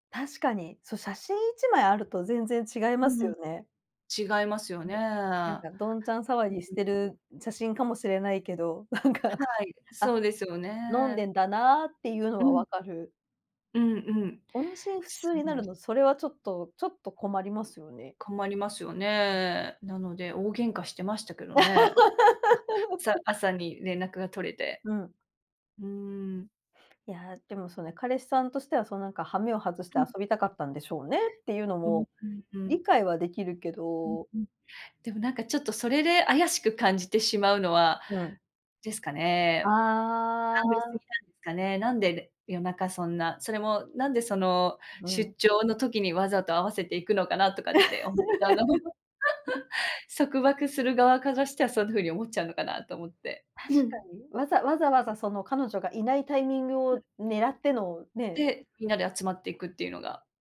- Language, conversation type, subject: Japanese, unstructured, 恋人に束縛されるのは嫌ですか？
- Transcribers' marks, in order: tapping; other background noise; laughing while speaking: "なんか"; laugh; laugh; throat clearing